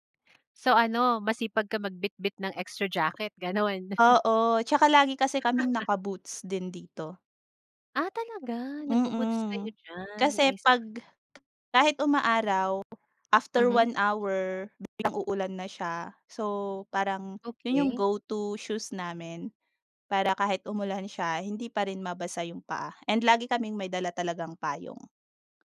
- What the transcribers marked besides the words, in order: tapping; laugh; other background noise
- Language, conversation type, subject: Filipino, podcast, Paano ka pumipili ng isusuot mo tuwing umaga?